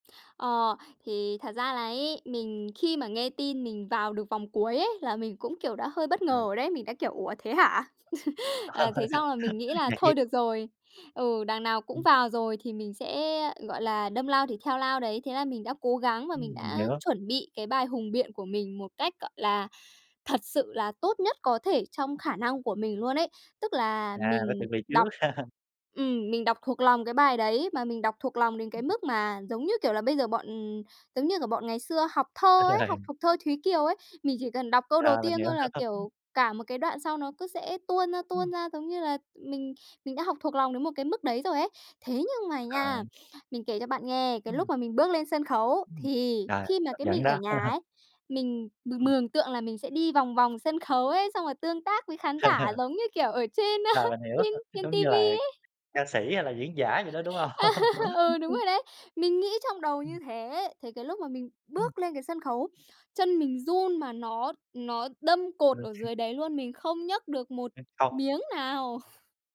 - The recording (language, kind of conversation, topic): Vietnamese, podcast, Bạn đã vượt qua nỗi sợ lớn nhất của mình như thế nào?
- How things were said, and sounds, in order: tapping; laugh; laugh; laughing while speaking: "Ờ"; laugh; sniff; laugh; laugh; laughing while speaking: "trên trên trên"; laugh; laugh; laughing while speaking: "hông?"; laughing while speaking: "nào!"; chuckle